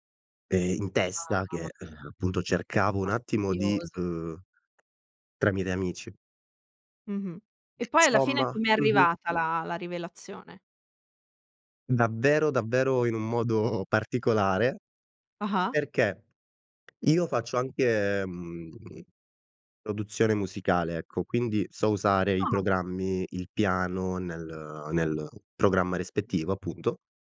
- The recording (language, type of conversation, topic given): Italian, podcast, Qual è la canzone che ti ha cambiato la vita?
- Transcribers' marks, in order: other background noise; tapping